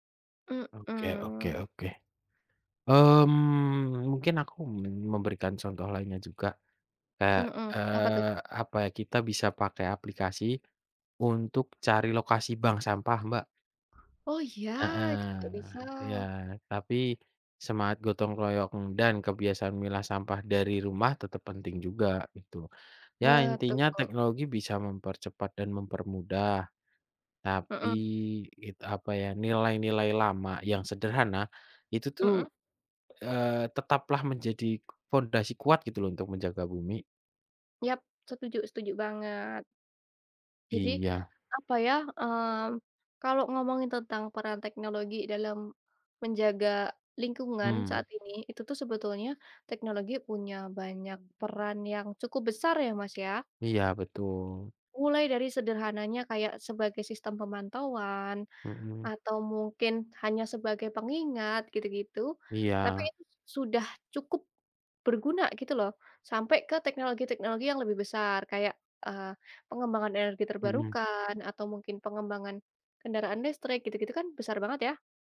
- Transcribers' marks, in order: tapping
- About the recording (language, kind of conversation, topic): Indonesian, unstructured, Bagaimana peran teknologi dalam menjaga kelestarian lingkungan saat ini?